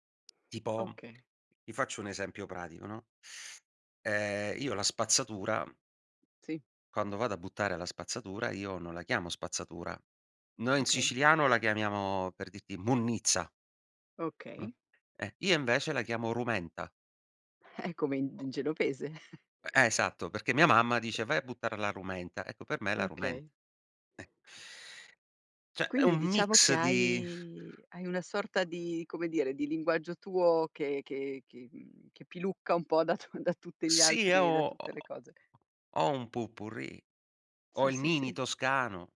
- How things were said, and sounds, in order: other background noise; chuckle; tapping; "Cioè" said as "ceh"; drawn out: "hai"; laughing while speaking: "tu"
- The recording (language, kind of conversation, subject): Italian, podcast, Che ruolo ha la lingua nella tua identità?